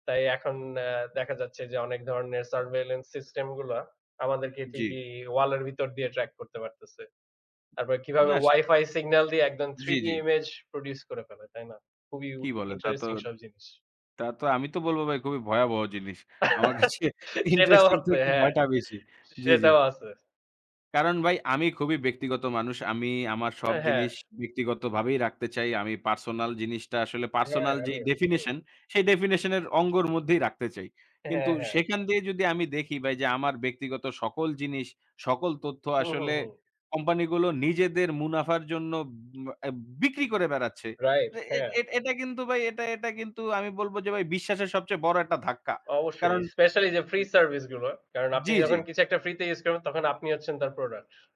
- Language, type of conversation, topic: Bengali, unstructured, অনলাইনে মানুষের ব্যক্তিগত তথ্য বিক্রি করা কি উচিত?
- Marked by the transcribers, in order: in English: "Wi-Fi signal"; in English: "3D image produce"; laugh; laughing while speaking: "কাছে interesting থেকে ভয়টা বেশি"; in English: "Specially"; in English: "free service"